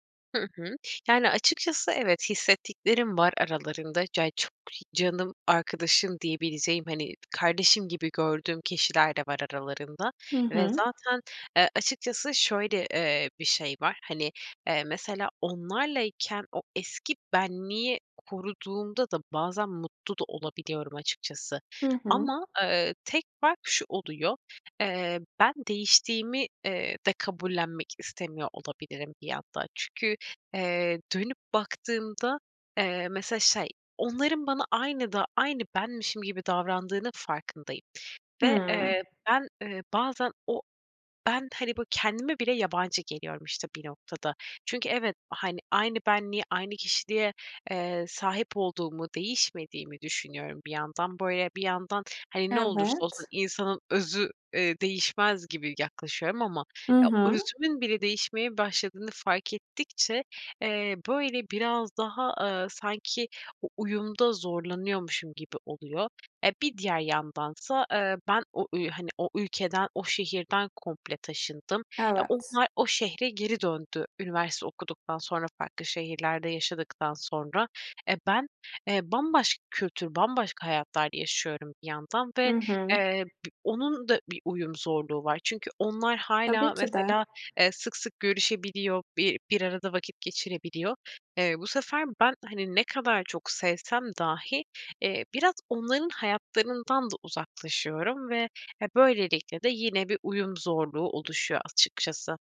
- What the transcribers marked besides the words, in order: background speech; other background noise; tapping
- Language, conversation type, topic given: Turkish, advice, Hayat evrelerindeki farklılıklar yüzünden arkadaşlıklarımda uyum sağlamayı neden zor buluyorum?